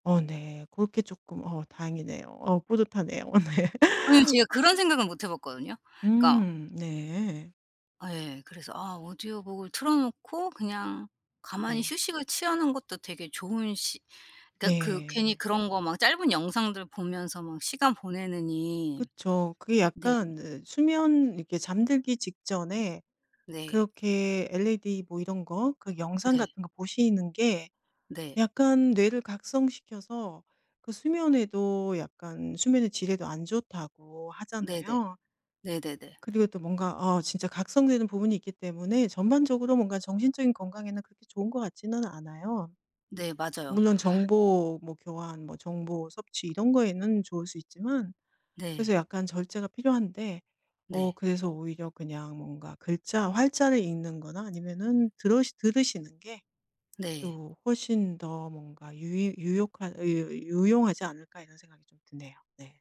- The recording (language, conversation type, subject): Korean, advice, 밤늦게 스마트폰을 보는 습관을 어떻게 줄일 수 있을까요?
- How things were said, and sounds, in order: laughing while speaking: "어 네"; tapping; other background noise